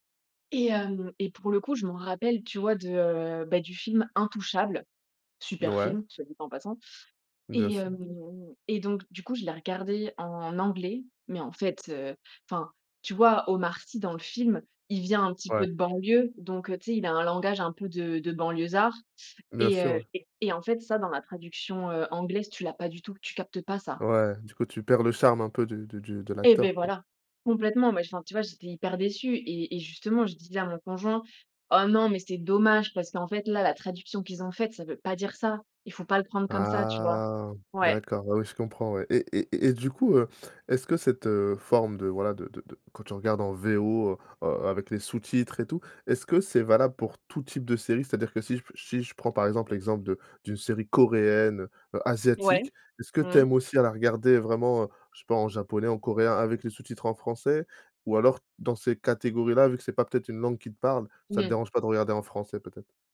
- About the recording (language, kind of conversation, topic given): French, podcast, Tu regardes les séries étrangères en version originale sous-titrée ou en version doublée ?
- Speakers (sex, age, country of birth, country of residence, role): female, 25-29, France, France, guest; male, 30-34, France, France, host
- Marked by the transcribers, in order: drawn out: "hem"; other background noise; stressed: "pas"; drawn out: "Ah"; stressed: "coréenne"